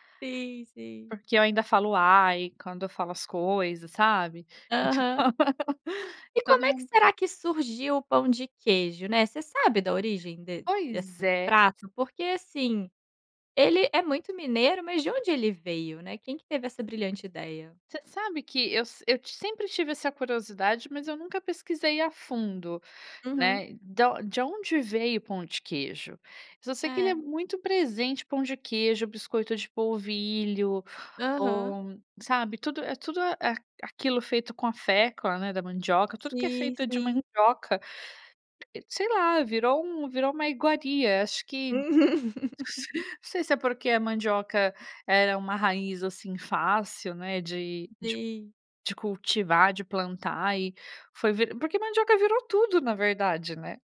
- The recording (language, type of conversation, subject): Portuguese, podcast, Que comidas da infância ainda fazem parte da sua vida?
- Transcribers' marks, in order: laugh; laugh; unintelligible speech; tapping